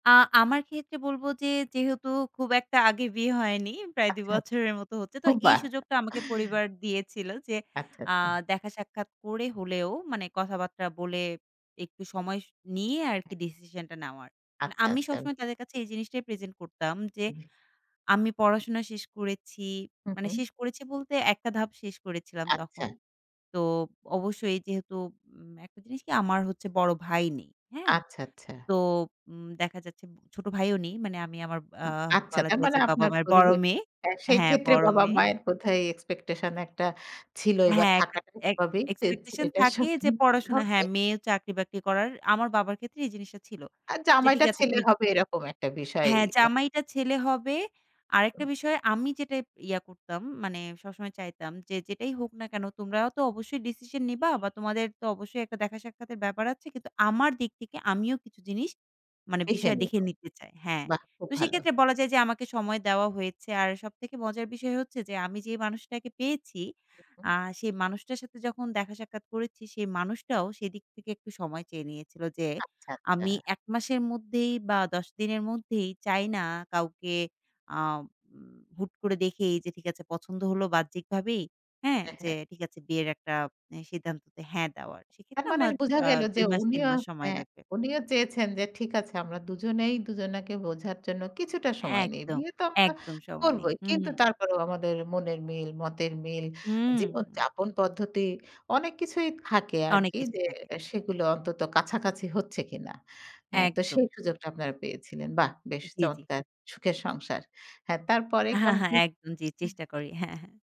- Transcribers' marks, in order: other noise; in English: "expectation"; tongue click
- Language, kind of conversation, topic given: Bengali, podcast, বিয়ে করার আগে কোন কোন বিষয় সবচেয়ে গুরুত্বপূর্ণ বলে আপনি মনে করেন?